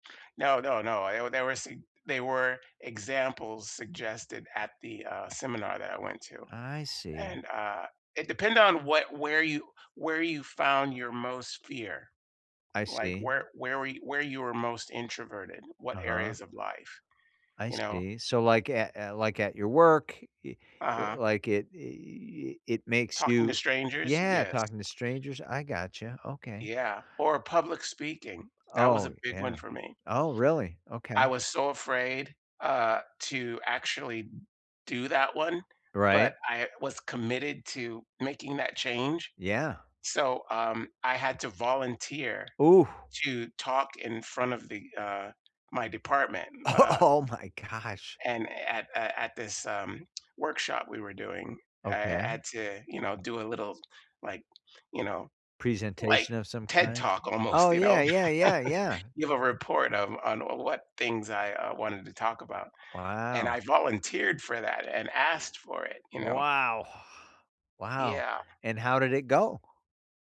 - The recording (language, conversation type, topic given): English, unstructured, What habit could change my life for the better?
- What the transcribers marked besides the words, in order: tapping; laughing while speaking: "O Oh my"; laughing while speaking: "almost"; laugh; other background noise